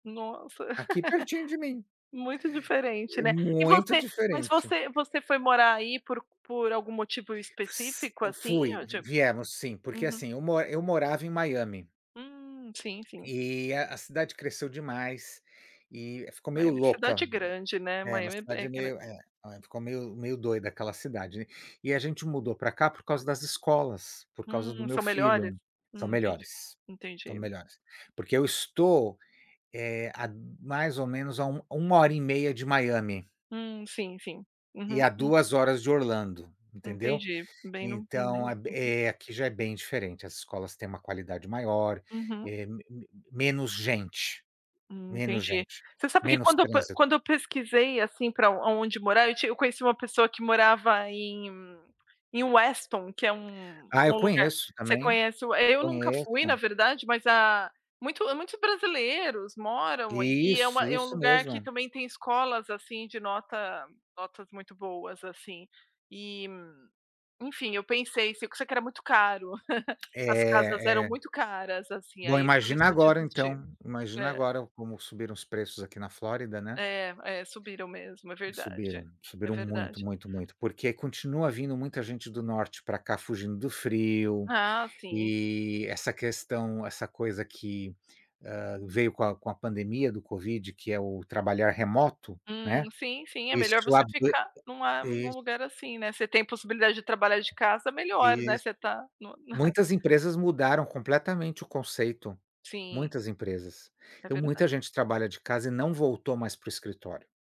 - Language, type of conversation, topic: Portuguese, unstructured, O que faz você se orgulhar da sua cidade?
- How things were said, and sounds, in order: laugh; tapping; chuckle